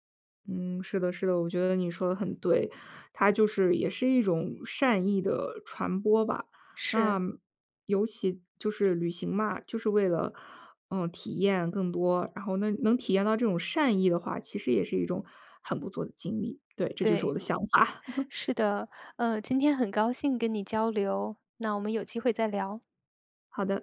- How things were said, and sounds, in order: laughing while speaking: "法"; chuckle; other background noise; tapping
- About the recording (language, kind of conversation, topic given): Chinese, podcast, 在旅行中，你有没有遇到过陌生人伸出援手的经历？
- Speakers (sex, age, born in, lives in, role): female, 25-29, China, France, guest; female, 35-39, China, United States, host